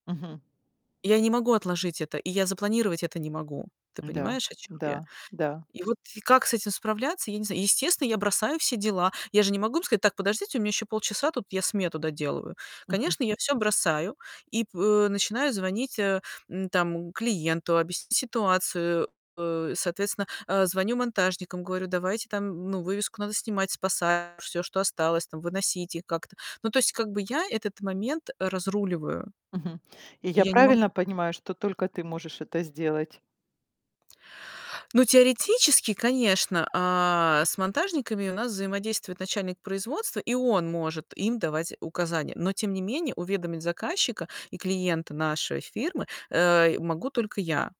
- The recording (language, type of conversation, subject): Russian, advice, Как мне перестать хаотично планировать рабочий день, чтобы дела не оставались незавершёнными?
- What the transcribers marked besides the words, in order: static; distorted speech